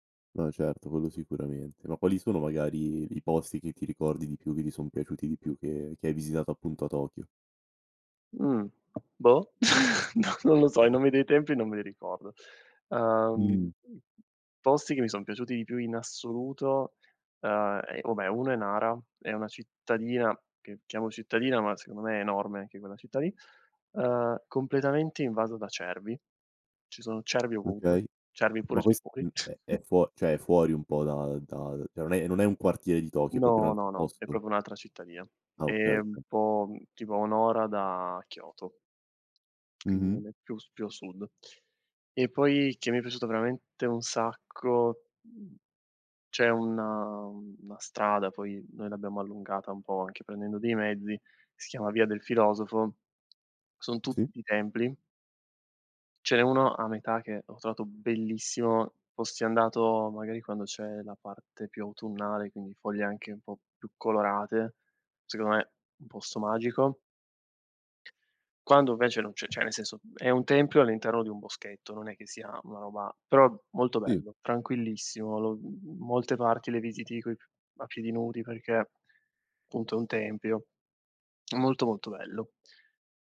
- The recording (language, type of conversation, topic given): Italian, podcast, Quale città o paese ti ha fatto pensare «tornerò qui» e perché?
- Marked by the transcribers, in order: other background noise; tapping; laugh; laughing while speaking: "No"; laugh; other noise; laugh; "proprio" said as "popio"; "cioè" said as "ceh"